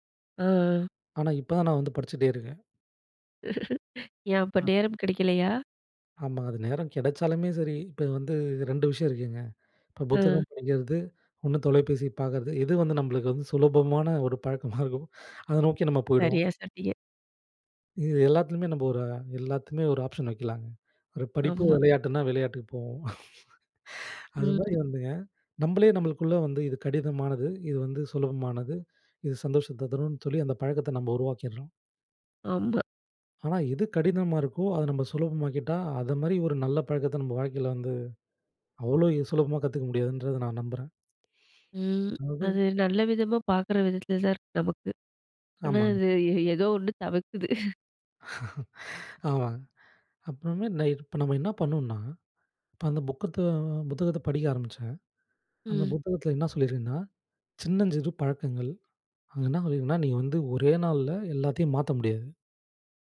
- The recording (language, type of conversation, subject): Tamil, podcast, மாறாத பழக்கத்தை மாற்ற ஆசை வந்தா ஆரம்பம் எப்படி?
- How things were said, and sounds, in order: laugh; chuckle; laughing while speaking: "சரியா சொன்னீங்க"; in English: "ஆப்ஷன்"; laugh; sigh; "தவிர்க்குது" said as "தவிக்குது"; chuckle; laughing while speaking: "ஆமாங்க"; "பண்ணணுண்னா" said as "பண்ணுன்னா"